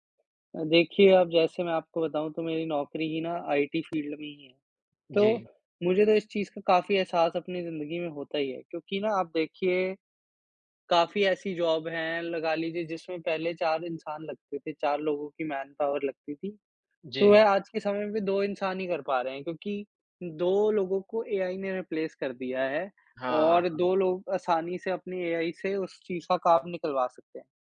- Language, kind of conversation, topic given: Hindi, unstructured, क्या आपको लगता है कि कृत्रिम बुद्धिमत्ता मानवता के लिए खतरा है?
- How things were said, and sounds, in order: in English: "आईटी फ़ील्ड"; other background noise; tapping; in English: "जॉब"; in English: "मैनपावर"; in English: "रिप्लेस"